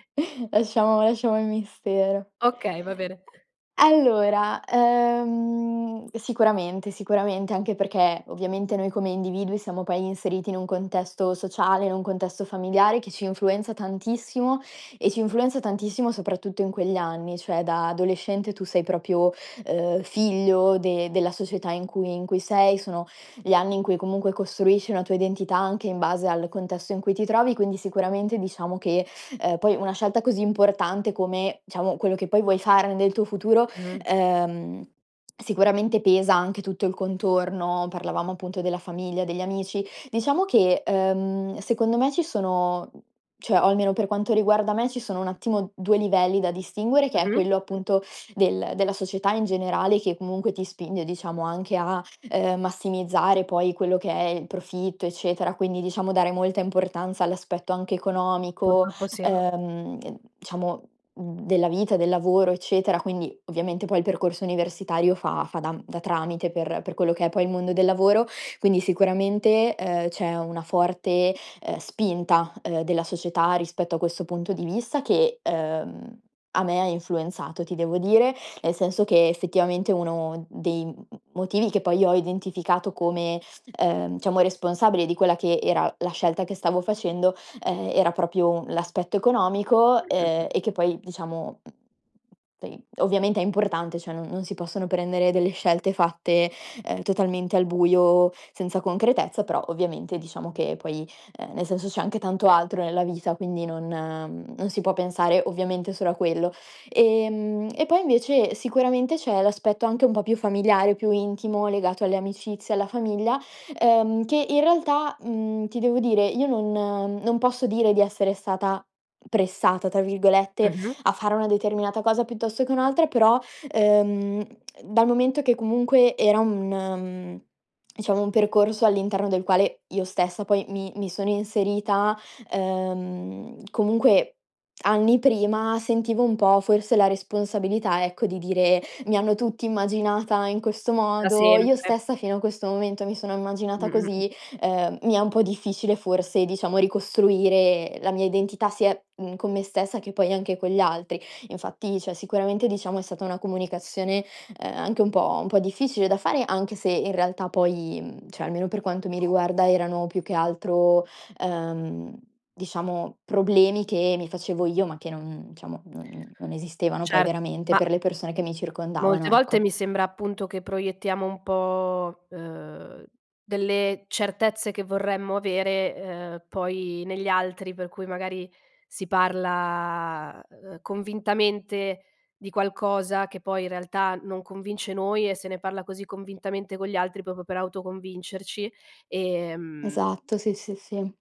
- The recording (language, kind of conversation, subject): Italian, podcast, Quando è il momento giusto per cambiare strada nella vita?
- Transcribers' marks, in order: other background noise; "proprio" said as "propio"; "diciamo" said as "ciamo"; unintelligible speech; "diciamo" said as "ciamo"; "questo" said as "quesso"; "diciamo" said as "ciamo"; "proprio" said as "propio"; "sia" said as "sie"; "stata" said as "sata"; "cioè" said as "ceh"; dog barking; "diciamo" said as "ciamo"; "proprio" said as "propo"